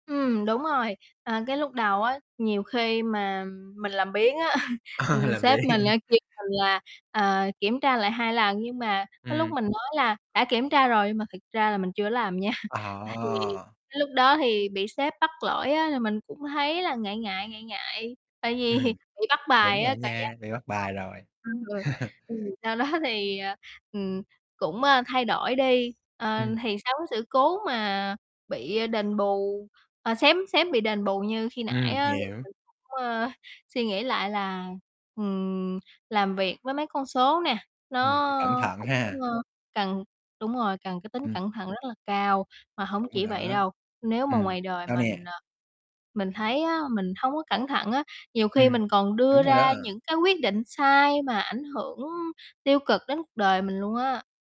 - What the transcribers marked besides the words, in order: chuckle; laughing while speaking: "A, là vậy"; distorted speech; other background noise; laughing while speaking: "nha"; tapping; laughing while speaking: "vì"; chuckle; laughing while speaking: "đó"
- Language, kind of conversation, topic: Vietnamese, podcast, Thói quen nhỏ nào đã giúp bạn thay đổi theo hướng tốt hơn?